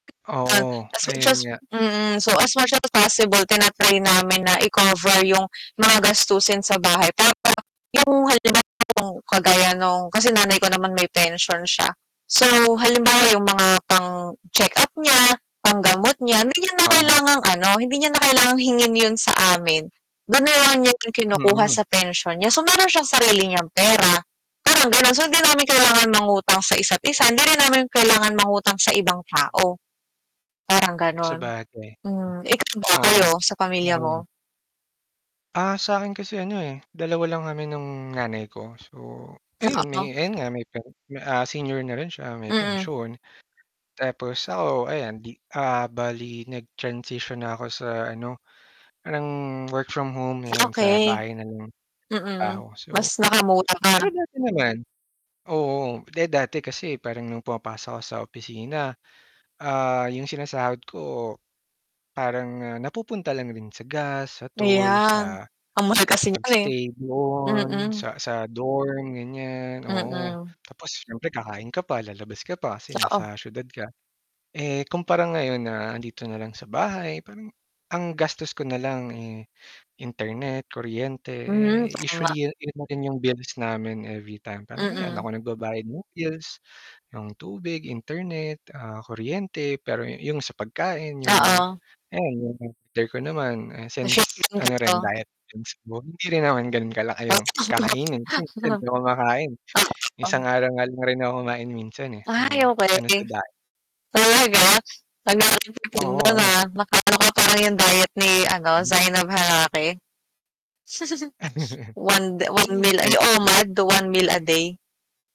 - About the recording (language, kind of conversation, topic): Filipino, unstructured, Ano ang epekto ng kahirapan sa relasyon mo sa iyong pamilya?
- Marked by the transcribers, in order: static; distorted speech; unintelligible speech; chuckle; chuckle